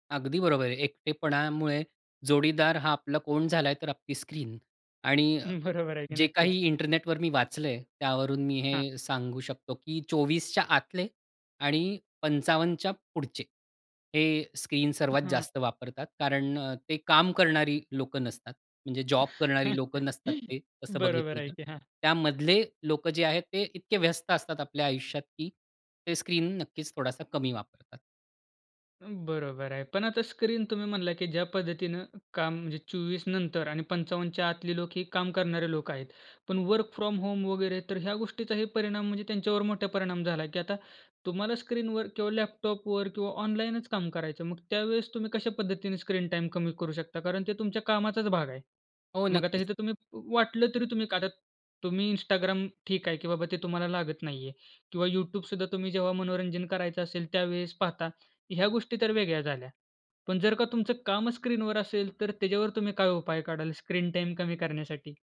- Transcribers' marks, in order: other background noise; chuckle; tapping; in English: "वर्क फ्रॉम होम"; in English: "स्क्रीन टाईम"; in English: "स्क्रीन टाईम"
- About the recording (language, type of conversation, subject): Marathi, podcast, स्क्रीन टाइम कमी करण्यासाठी कोणते सोपे उपाय करता येतील?